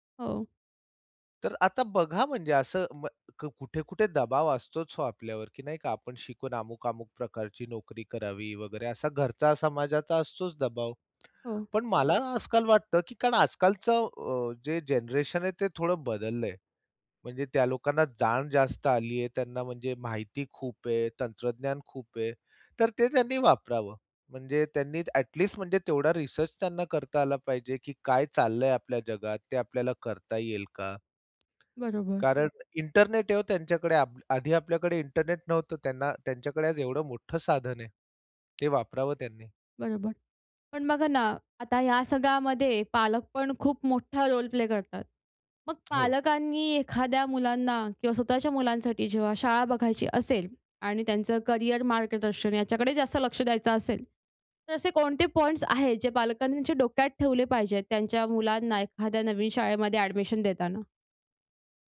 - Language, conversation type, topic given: Marathi, podcast, शाळांमध्ये करिअर मार्गदर्शन पुरेसे दिले जाते का?
- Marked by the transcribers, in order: other background noise; tapping; in English: "रोल प्ले"